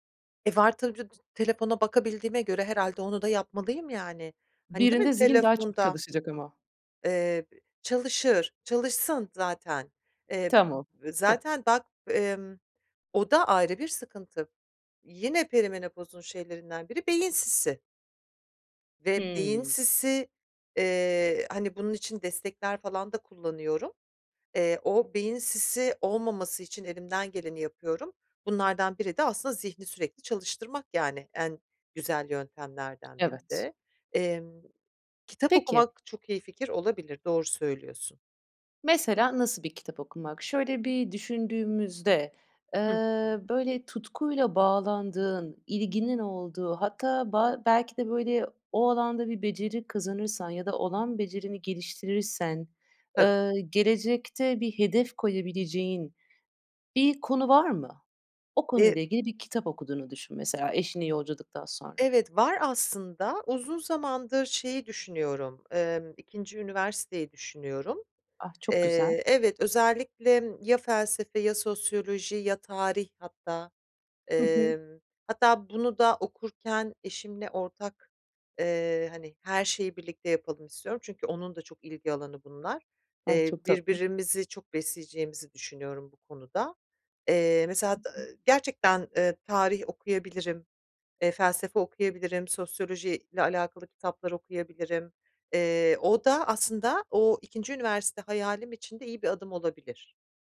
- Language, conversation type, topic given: Turkish, advice, Tutarlı bir uyku programını nasıl oluşturabilirim ve her gece aynı saatte uyumaya nasıl alışabilirim?
- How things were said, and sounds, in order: unintelligible speech; other background noise; tapping